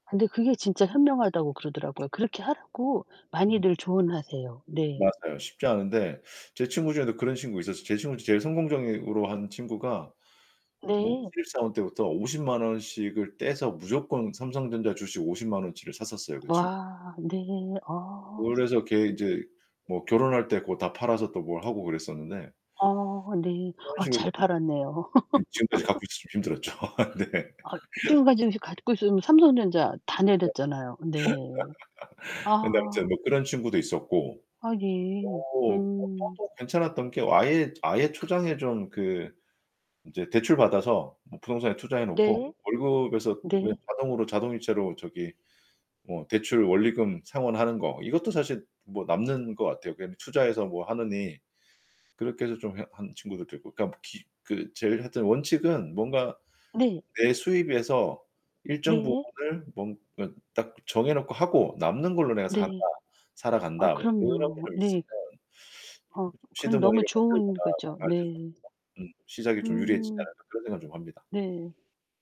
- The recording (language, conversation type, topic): Korean, unstructured, 돈 관리를 하면서 사람들이 가장 흔히 하는 실수는 무엇일까요?
- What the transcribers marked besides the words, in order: laugh; other background noise; tapping; "성공적으로" said as "성공적인으로"; distorted speech; static; laugh; laughing while speaking: "힘들었죠. 아 네"; laugh; laugh; in English: "시드 머니를"; unintelligible speech